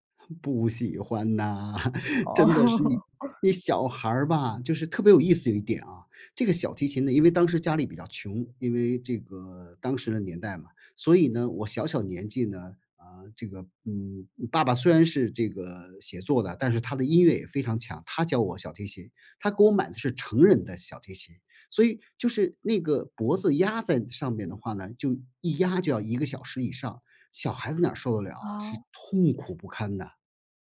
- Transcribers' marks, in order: laughing while speaking: "不喜欢呐"; laughing while speaking: "哦"
- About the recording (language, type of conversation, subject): Chinese, podcast, 父母的期待在你成长中起了什么作用？